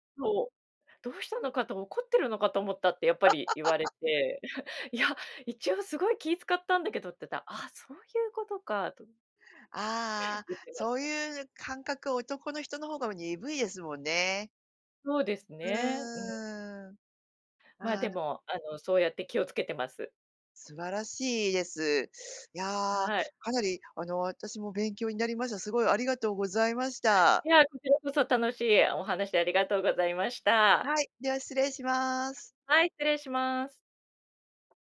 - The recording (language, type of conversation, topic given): Japanese, podcast, SNSでの言葉づかいには普段どのくらい気をつけていますか？
- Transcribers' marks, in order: laugh; laughing while speaking: "いや"